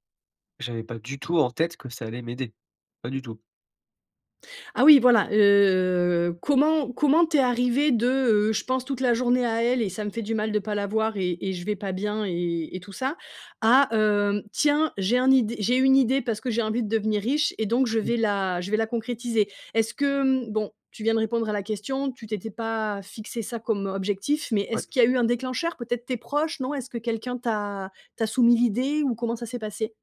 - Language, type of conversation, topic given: French, podcast, Qu’est-ce qui t’a aidé à te retrouver quand tu te sentais perdu ?
- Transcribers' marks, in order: drawn out: "heu"; chuckle